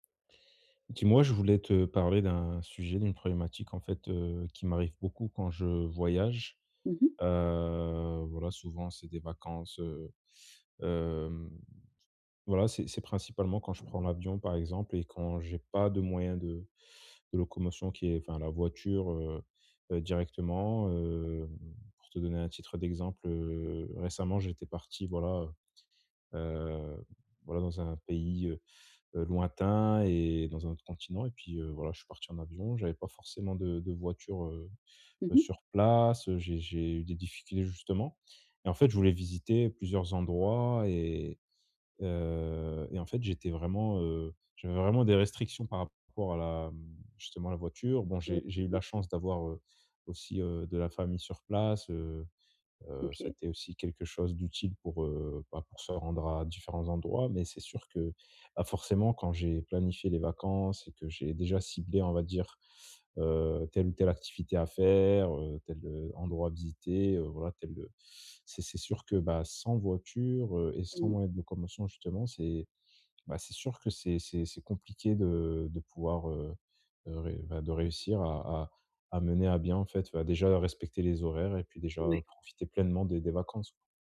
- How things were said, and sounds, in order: drawn out: "Heu"; unintelligible speech
- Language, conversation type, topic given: French, advice, Comment gérer les difficultés logistiques lors de mes voyages ?
- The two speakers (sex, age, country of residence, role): female, 35-39, France, advisor; male, 25-29, France, user